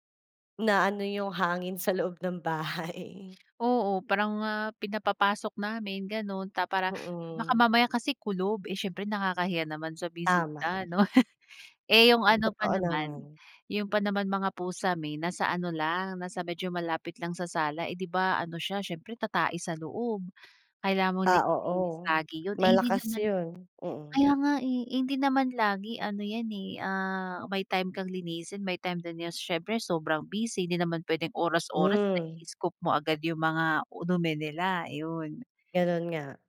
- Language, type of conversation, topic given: Filipino, podcast, Ano ang mga simpleng bagay na nagpaparamdam sa’yo na nasa bahay ka?
- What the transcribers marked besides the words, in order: other background noise; laugh; tapping